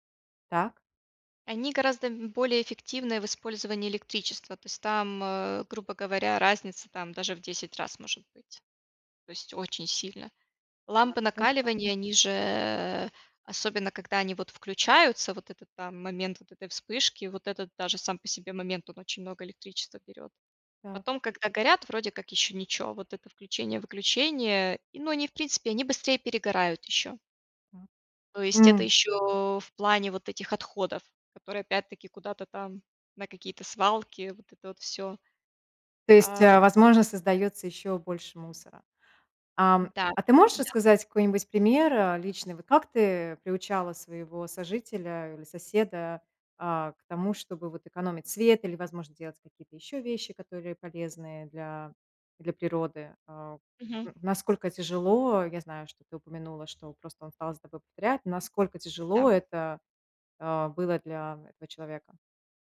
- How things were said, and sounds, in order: tapping
- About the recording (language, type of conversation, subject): Russian, podcast, Какие простые привычки помогают не вредить природе?